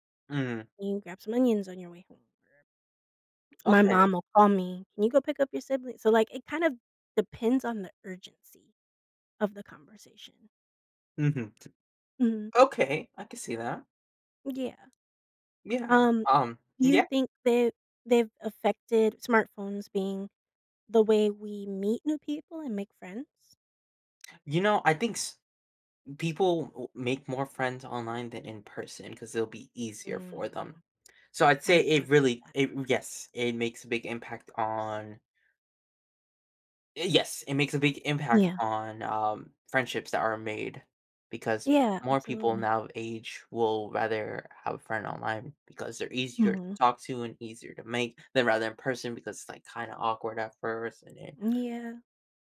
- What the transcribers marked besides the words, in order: other background noise
- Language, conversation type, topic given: English, unstructured, How have smartphones changed the way we communicate?
- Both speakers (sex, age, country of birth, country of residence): female, 30-34, United States, United States; male, 18-19, United States, United States